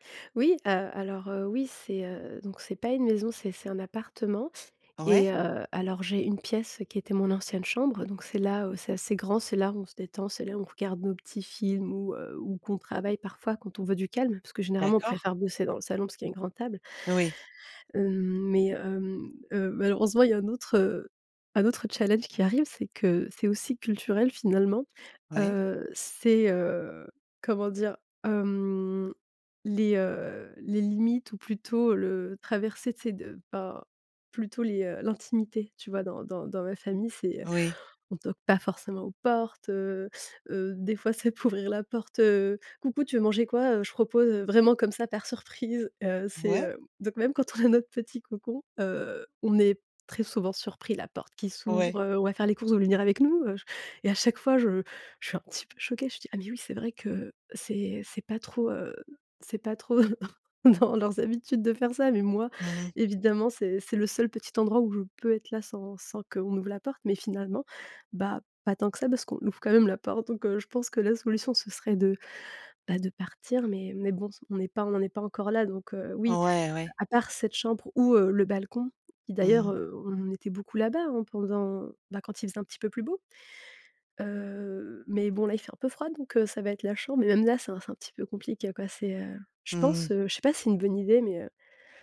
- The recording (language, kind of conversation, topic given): French, advice, Comment puis-je me détendre à la maison quand je n’y arrive pas ?
- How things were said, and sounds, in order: chuckle; tapping